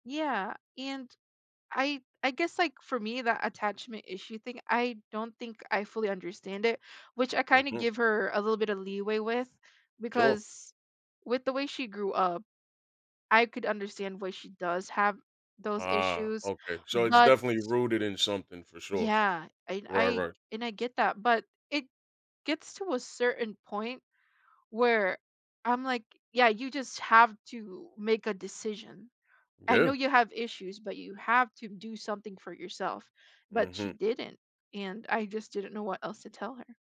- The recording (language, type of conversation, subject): English, unstructured, How do I handle a friend's romantic choices that worry me?
- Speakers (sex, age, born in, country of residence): female, 20-24, Philippines, United States; male, 30-34, United States, United States
- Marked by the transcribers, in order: none